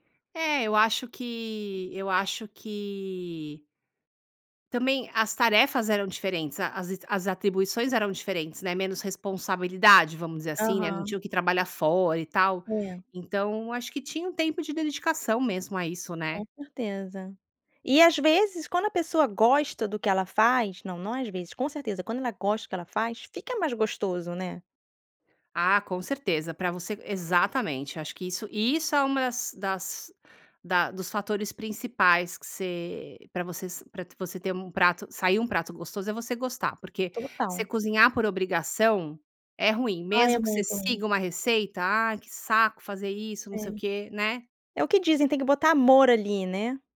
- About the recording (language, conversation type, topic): Portuguese, podcast, Que prato dos seus avós você ainda prepara?
- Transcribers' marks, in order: none